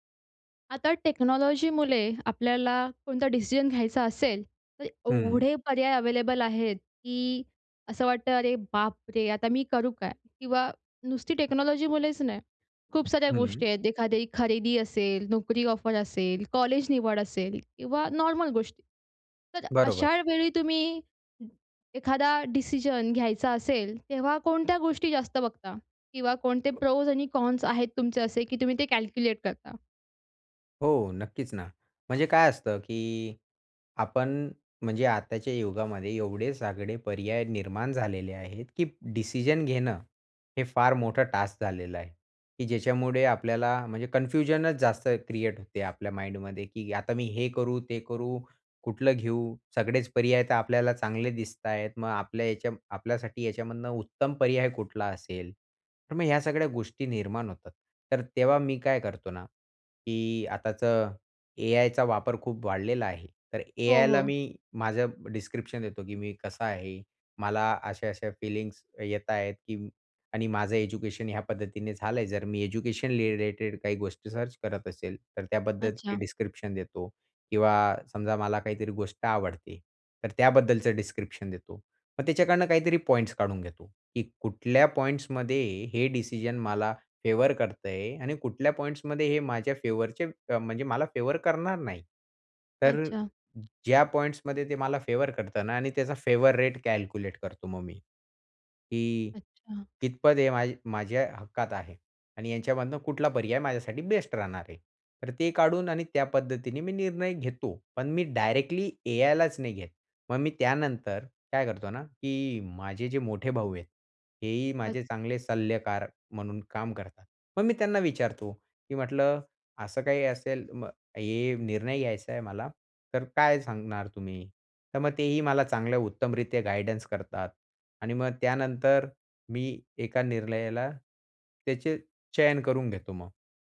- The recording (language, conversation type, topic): Marathi, podcast, खूप पर्याय असताना तुम्ही निवड कशी करता?
- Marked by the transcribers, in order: tapping; in English: "टेक्नॉलॉजीमुळे"; in English: "टेक्नॉलॉजीमुळेच"; in English: "प्रोस"; in English: "कॉन्स"; unintelligible speech; in English: "माइंडमध्ये"; in English: "डिस्क्रिप्शन"; in English: "डिस्क्रिप्शन"; in English: "डिस्क्रिप्शन"; in English: "फेवर"; in English: "फेवरचे"; in English: "फेवर"; in English: "फेवर"; in English: "फेवर रेट कॅल्क्युलेट"; "सल्लागार" said as "सल्ल्यकार"; other background noise